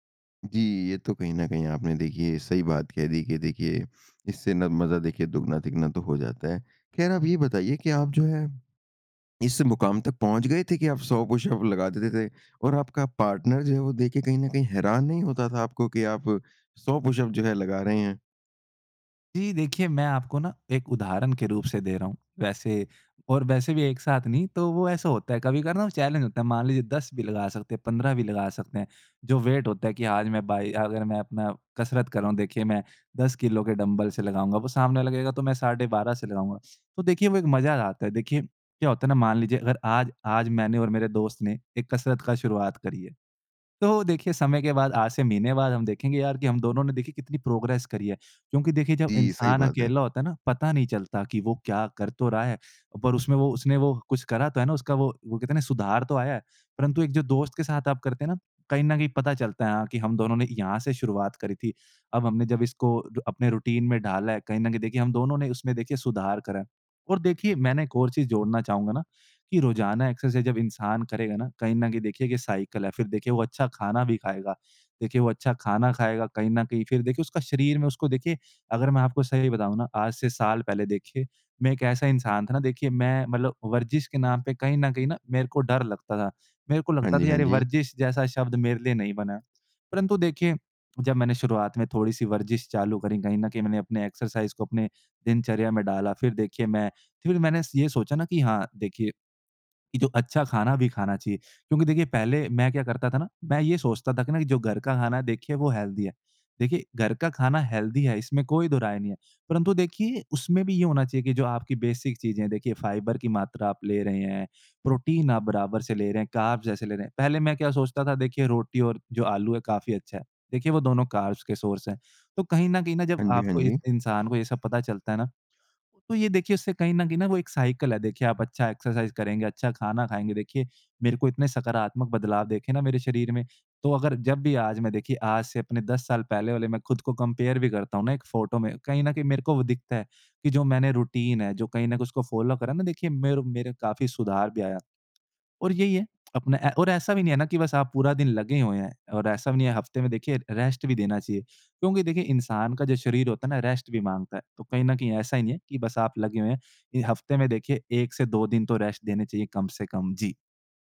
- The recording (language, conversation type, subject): Hindi, podcast, रोज़ाना व्यायाम को अपनी दिनचर्या में बनाए रखने का सबसे अच्छा तरीका क्या है?
- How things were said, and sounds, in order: in English: "पुश-अप"; in English: "पार्टनर"; in English: "पुश-अप"; in English: "चैलेंज़"; in English: "वेट"; in English: "प्रोग्रेस"; in English: "रूटीन"; in English: "एक्सरसाइज़"; in English: "साइकल"; in English: "एक्सरसाइज़"; in English: "हेल्दी"; in English: "हेल्दी"; in English: "बेसिक"; in English: "कार्ब्स"; in English: "कार्ब्स"; in English: "सोर्स"; in English: "साइकल"; in English: "एक्सरसाइज़"; in English: "कंपेयर"; in English: "रूटीन"; in English: "फ़ॉलो"; in English: "रेस्ट"; in English: "रेस्ट"; in English: "रेस्ट"